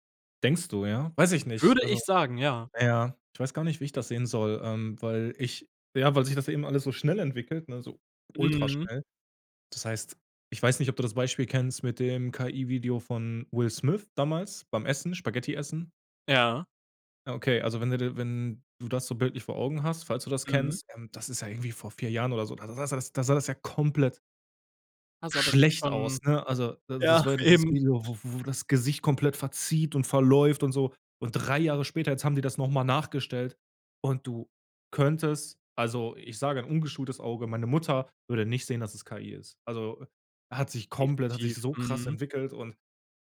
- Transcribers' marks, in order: anticipating: "Denkst du, ja?"; stressed: "schlecht"; other background noise
- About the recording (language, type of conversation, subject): German, podcast, Wie wird künstliche Intelligenz unsere Arbeit zu Hause und im Büro beeinflussen?